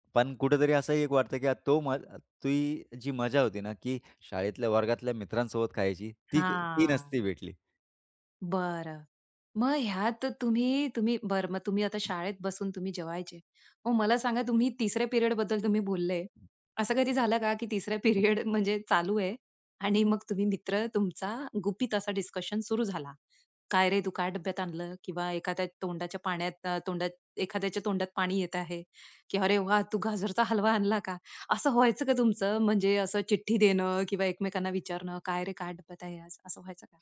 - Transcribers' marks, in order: drawn out: "हां"; in English: "पिरियडबद्दल"; other background noise; laughing while speaking: "पिरियड"; in English: "पिरियड"; in English: "डिस्कशन"; anticipating: "अरे वाह! तू गाजरचा हलवा आणला का?"
- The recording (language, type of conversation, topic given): Marathi, podcast, शाळेच्या दुपारच्या जेवणाची मजा कशी होती?